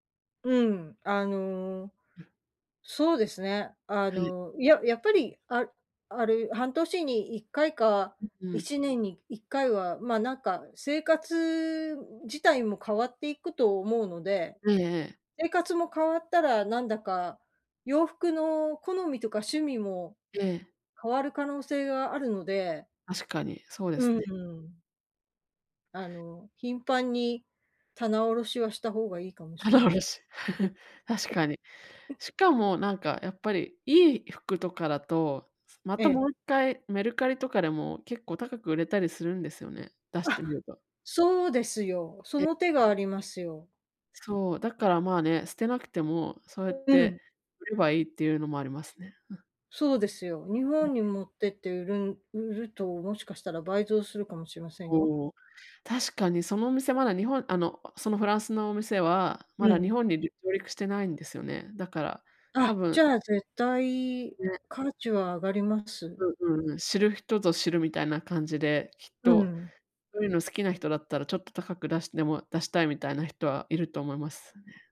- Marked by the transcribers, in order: other background noise; laughing while speaking: "棚卸し"; unintelligible speech
- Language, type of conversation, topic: Japanese, advice, 衝動買いを減らすための習慣はどう作ればよいですか？